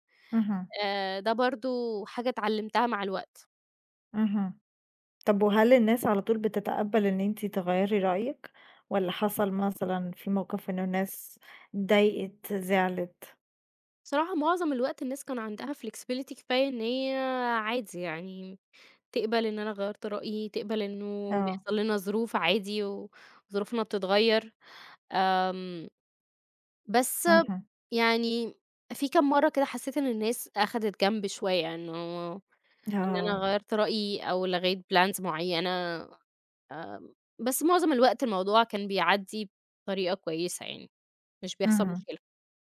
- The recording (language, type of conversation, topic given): Arabic, podcast, إزاي بتعرف إمتى تقول أيوه وإمتى تقول لأ؟
- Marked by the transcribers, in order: other background noise; in English: "flexibility"; in English: "plans"